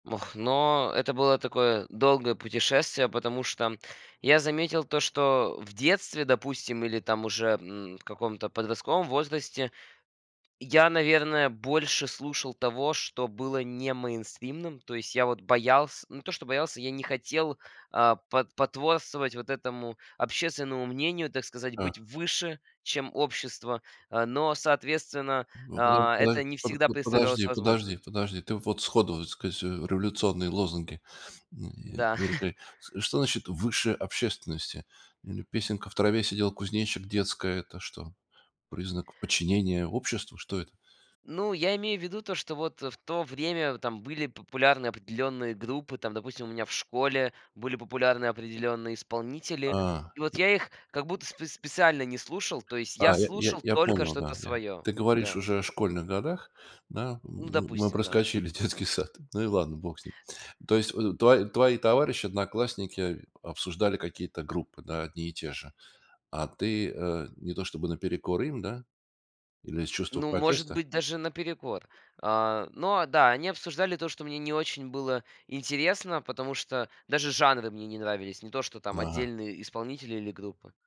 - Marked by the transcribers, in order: chuckle; unintelligible speech; laughing while speaking: "детский"
- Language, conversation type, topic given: Russian, podcast, Как менялись твои музыкальные вкусы с годами?